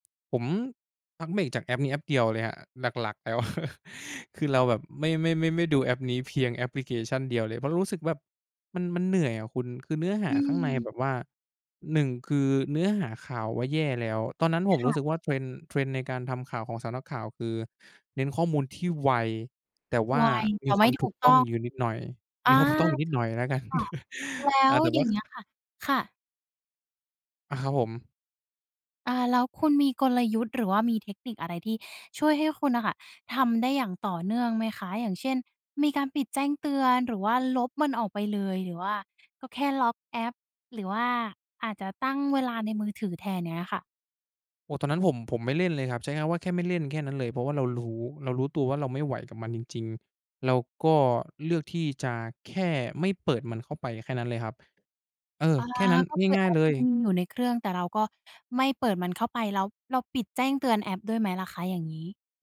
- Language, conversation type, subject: Thai, podcast, คุณเคยทำดีท็อกซ์ดิจิทัลไหม แล้วเป็นอย่างไรบ้าง?
- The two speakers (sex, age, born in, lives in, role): female, 20-24, Thailand, Thailand, host; male, 20-24, Thailand, Thailand, guest
- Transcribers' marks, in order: chuckle; chuckle; other background noise